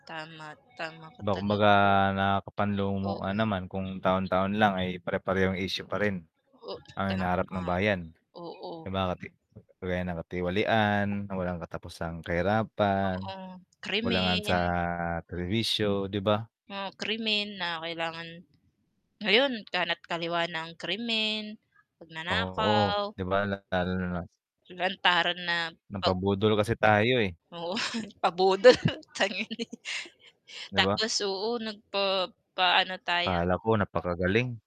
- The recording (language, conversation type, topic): Filipino, unstructured, Ano ang masasabi mo tungkol sa kahalagahan ng pagboto sa halalan?
- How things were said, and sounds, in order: background speech; tapping; other noise; distorted speech; laughing while speaking: "oo, pa-budol"; unintelligible speech